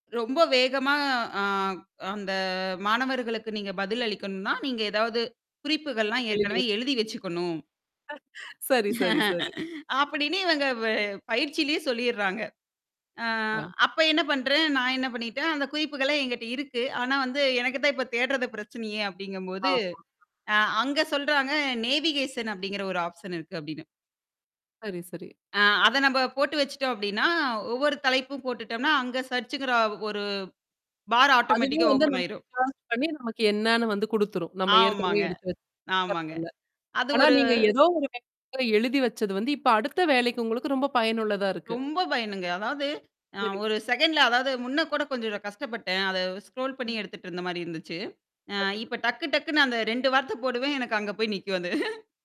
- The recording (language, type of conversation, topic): Tamil, podcast, முந்தைய வேலை அனுபவத்தை புதிய பாதையில் நீங்கள் எப்படி பயன்படுத்தினீர்கள்?
- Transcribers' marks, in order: static; drawn out: "அந்த"; distorted speech; laughing while speaking: "சரி, சரி, சரி"; laugh; other background noise; laughing while speaking: "எனக்குத்தான் இப்ப தேட்றது பிரச்சனையே"; in English: "நேவிகேஷன்"; in English: "ஆப்ஷன்"; in English: "சர்ச்ங்கிற"; in English: "பார் ஆட்டோமேட்டிக்கா ஓப்பன்"; in English: "சேர்ச்"; in English: "டேப்ல"; in English: "செகண்ட்ல"; in English: "ஸ்க்ரோல்"; laugh